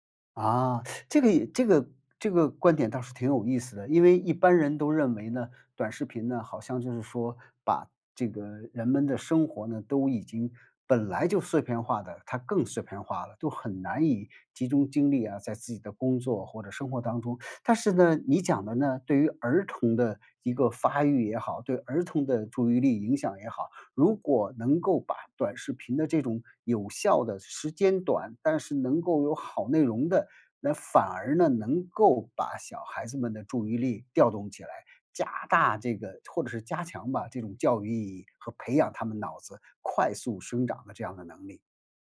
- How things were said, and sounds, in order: teeth sucking
- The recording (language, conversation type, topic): Chinese, podcast, 你怎么看短视频对注意力的影响？